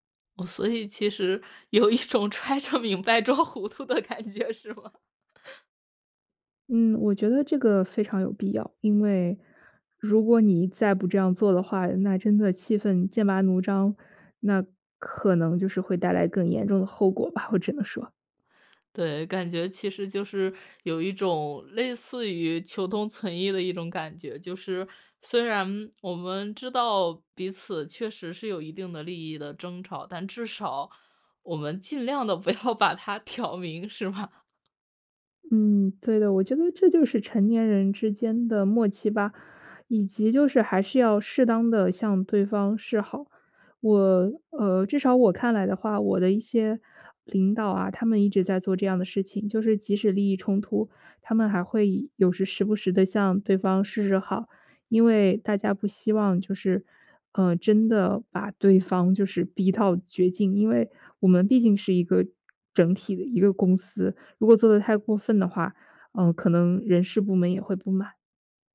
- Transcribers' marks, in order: laughing while speaking: "有一种揣着明白装糊涂的感觉，是吗？"; laugh; laughing while speaking: "不要把它挑明，是吧？"; laughing while speaking: "逼到"
- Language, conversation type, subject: Chinese, podcast, 你会给刚踏入职场的人什么建议？